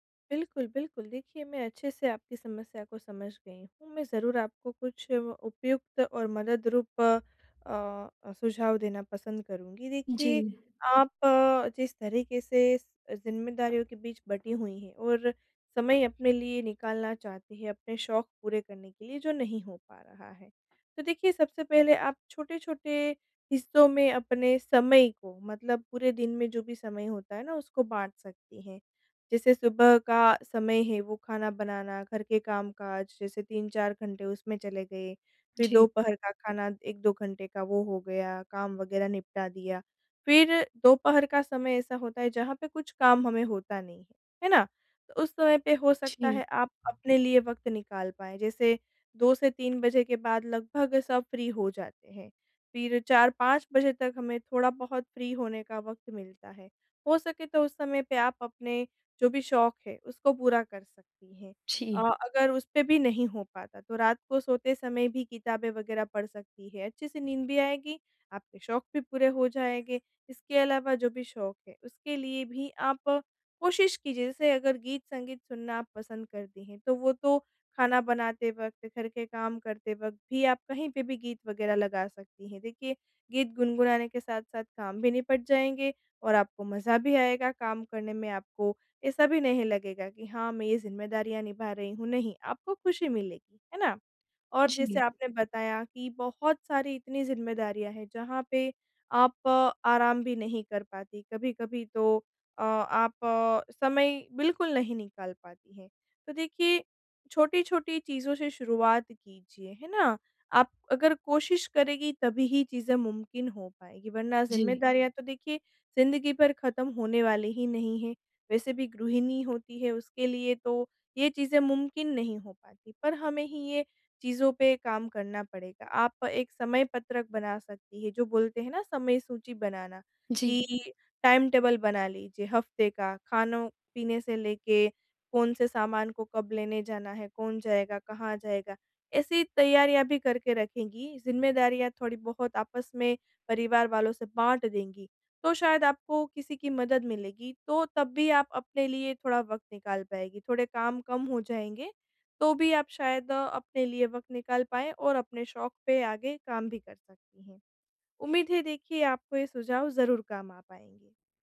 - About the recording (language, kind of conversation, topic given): Hindi, advice, समय और जिम्मेदारी के बीच संतुलन
- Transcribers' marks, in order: other background noise; in English: "फ्री"; in English: "फ्री"; in English: "टाइम टेबल"